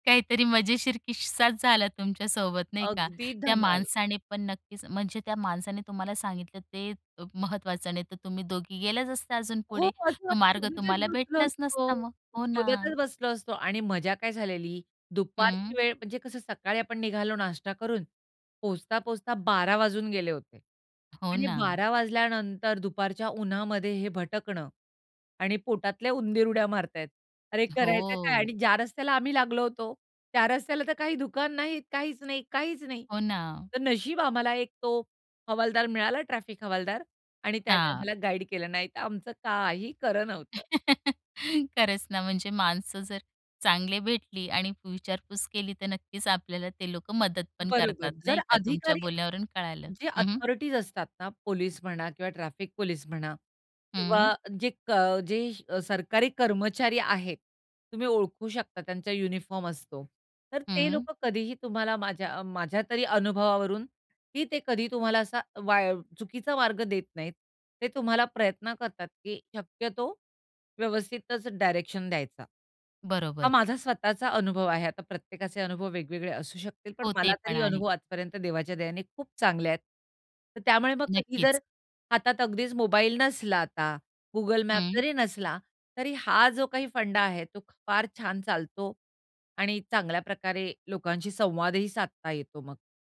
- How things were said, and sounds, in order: anticipating: "काहीतरी मजेशीर किस्साच झाला तुमच्या सोबत नाही का?"; laugh; other background noise; other noise; tapping
- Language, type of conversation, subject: Marathi, podcast, नकाशा न पाहता तुम्ही कधी प्रवास केला आहे का?